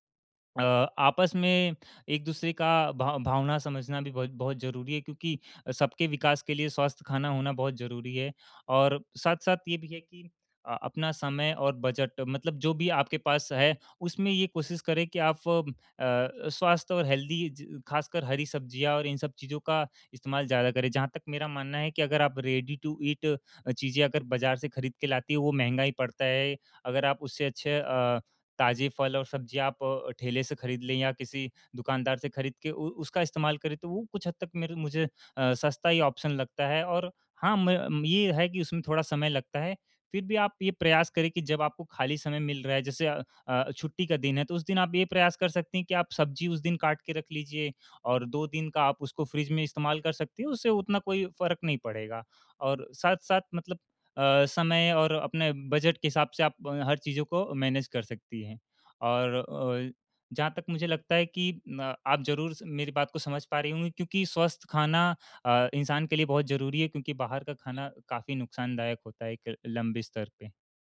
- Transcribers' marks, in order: in English: "हेल्दी"; in English: "रेडी टू ईट"; in English: "ऑप्शन"; in English: "मैनेज"
- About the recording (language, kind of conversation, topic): Hindi, advice, काम की व्यस्तता के कारण आप अस्वस्थ भोजन क्यों कर लेते हैं?